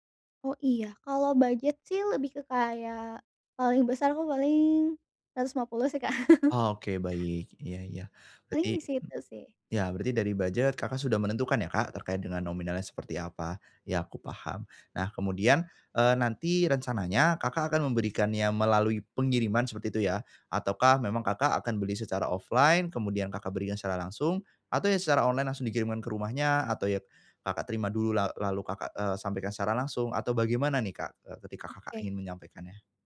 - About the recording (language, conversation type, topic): Indonesian, advice, Bagaimana caranya memilih hadiah yang tepat untuk orang lain?
- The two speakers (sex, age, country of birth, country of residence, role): female, 25-29, Indonesia, Indonesia, user; male, 25-29, Indonesia, Indonesia, advisor
- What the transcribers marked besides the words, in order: chuckle; in English: "offline"